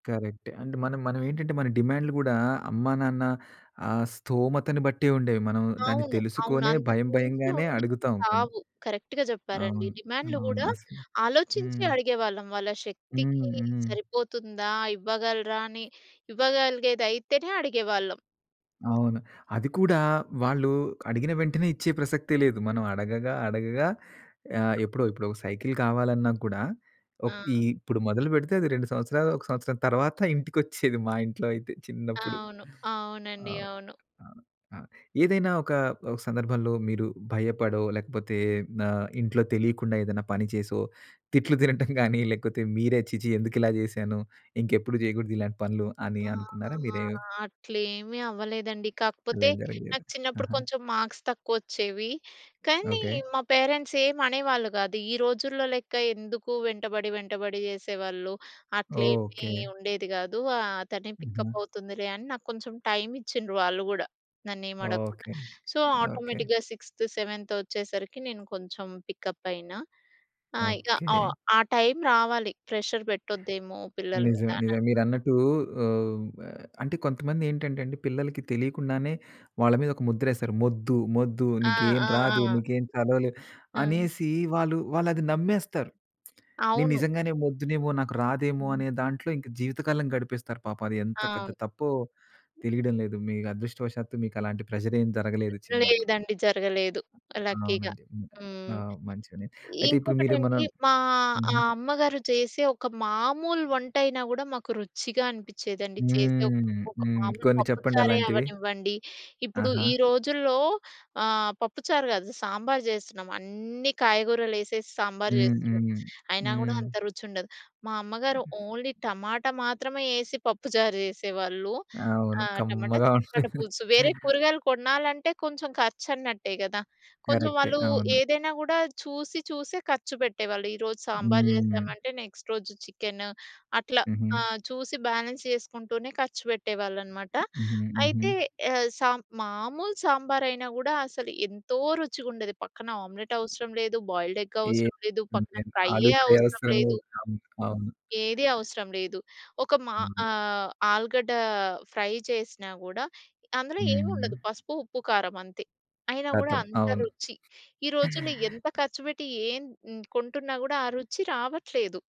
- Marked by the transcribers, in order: in English: "అండ్"; other background noise; in English: "కరెక్ట్‌గా"; tapping; other noise; laughing while speaking: "తిట్లు తినటం"; drawn out: "ఆ!"; in English: "మార్క్స్"; in English: "పేరెంట్స్"; in English: "పికప్"; in English: "సో, ఆటోమేటిక్‌గా సిక్స్త్, సెవెంత్"; in English: "పికప్"; in English: "ప్రెషర్"; in English: "ప్రెషర్"; in English: "లక్కీగా"; stressed: "అన్నీ"; in English: "ఓన్లీ"; laughing while speaking: "ఉండేది"; in English: "నెక్స్ట్"; in English: "బ్యాలెన్స్"; stressed: "ఎంతో"; in English: "బాయిల్డ్ ఎగ్"; in English: "ఫ్రైయ్యే"; in English: "ఫ్రై"; in English: "ఫ్రై"
- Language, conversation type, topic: Telugu, podcast, నోస్టాల్జియా మనకు సాంత్వనగా ఎందుకు అనిపిస్తుంది?